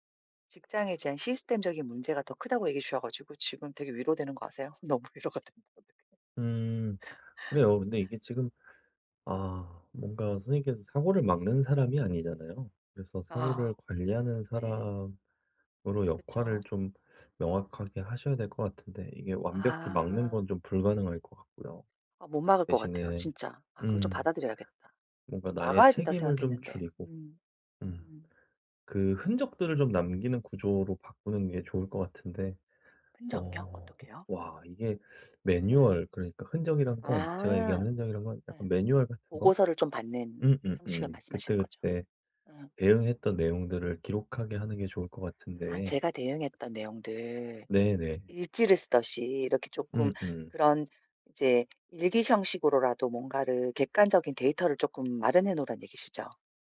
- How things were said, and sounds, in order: laughing while speaking: "너무 위로가 된다, 어떡해"; laugh; tapping; teeth sucking; teeth sucking
- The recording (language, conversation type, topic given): Korean, advice, 통제할 수 없는 사건들 때문에 생기는 불안은 어떻게 다뤄야 할까요?